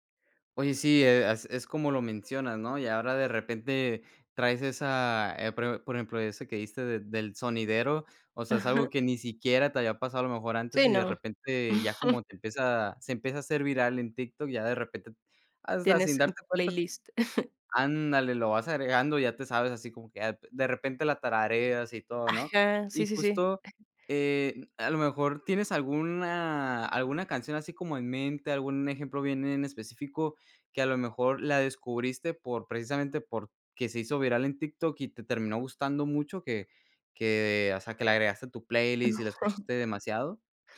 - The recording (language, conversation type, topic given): Spanish, podcast, ¿Cómo ha influido la tecnología en tus cambios musicales personales?
- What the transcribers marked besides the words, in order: laugh; laugh; laugh; laughing while speaking: "Sí"